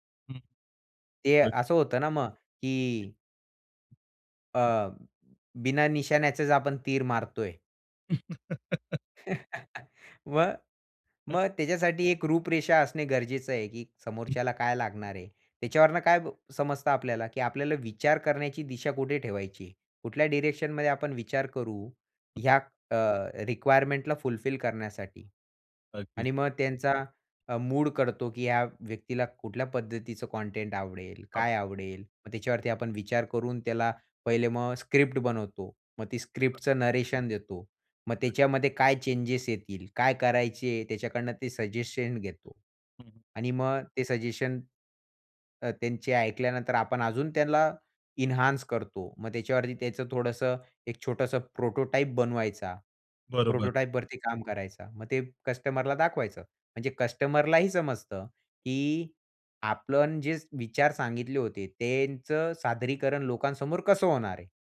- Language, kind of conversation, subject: Marathi, podcast, सर्जनशील अडथळा आला तर तुम्ही सुरुवात कशी करता?
- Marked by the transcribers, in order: other background noise; chuckle; unintelligible speech; in English: "डायरेक्शनमध्ये"; unintelligible speech; in English: "रिक्वायरमेंटला फुलफिल"; unintelligible speech; in English: "स्क्रिप्ट"; in English: "स्क्रिप्टचं नरेशन"; unintelligible speech; in English: "चेंजेस"; in English: "सजेशन"; in English: "सजेशन"; in English: "एन्हान्स"; in English: "प्रोटोटाइप"; in English: "प्रोटोटाइपवरती"